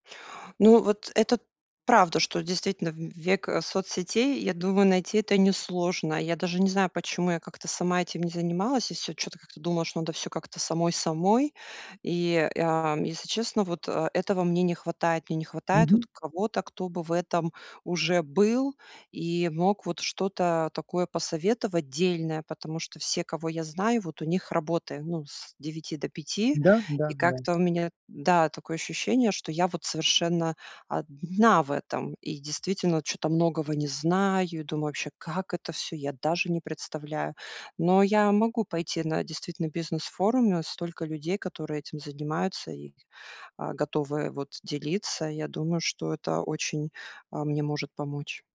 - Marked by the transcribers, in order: none
- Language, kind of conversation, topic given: Russian, advice, Как вы прокрастинируете из-за страха неудачи и самокритики?